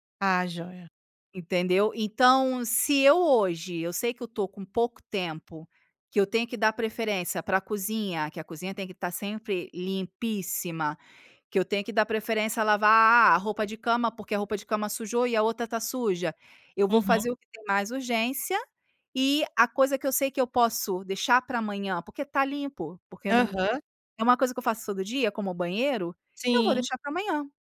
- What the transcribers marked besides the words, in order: none
- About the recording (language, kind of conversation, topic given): Portuguese, podcast, Como você integra o trabalho remoto à rotina doméstica?